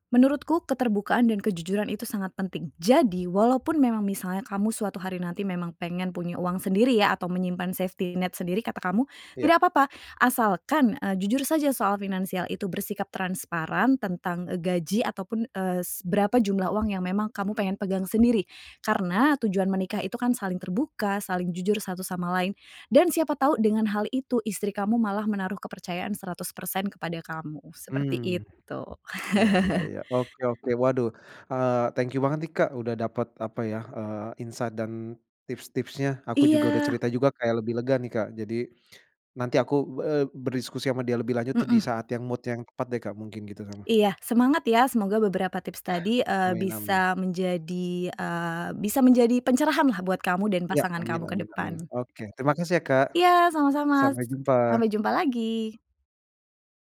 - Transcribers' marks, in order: in English: "safety net"; other background noise; chuckle; in English: "thank you"; in English: "insight"; in English: "mood"; chuckle; tapping
- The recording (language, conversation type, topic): Indonesian, advice, Bagaimana cara membicarakan dan menyepakati pengeluaran agar saya dan pasangan tidak sering berdebat?